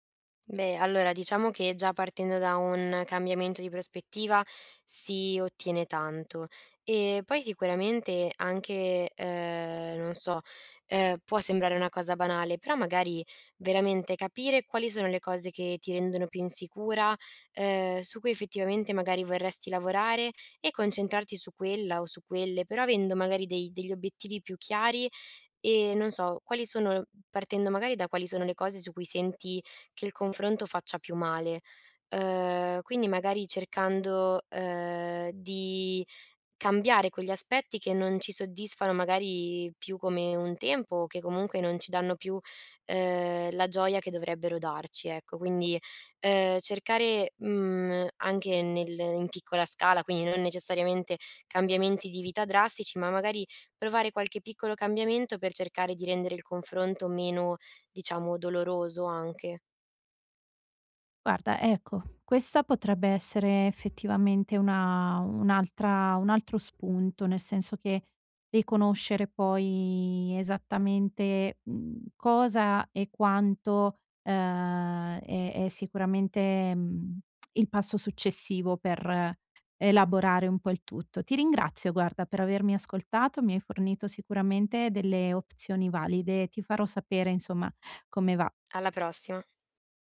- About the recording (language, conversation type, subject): Italian, advice, Come posso reagire quando mi sento giudicato perché non possiedo le stesse cose dei miei amici?
- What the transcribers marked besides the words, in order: tapping